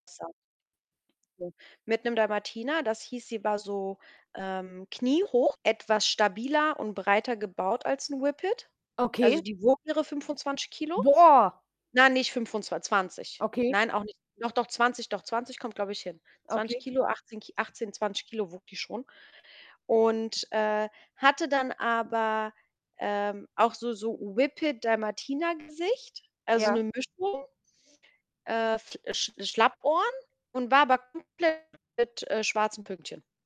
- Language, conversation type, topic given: German, unstructured, Magst du Tiere, und wenn ja, warum?
- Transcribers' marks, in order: unintelligible speech; other background noise; unintelligible speech; distorted speech; surprised: "Boah"; unintelligible speech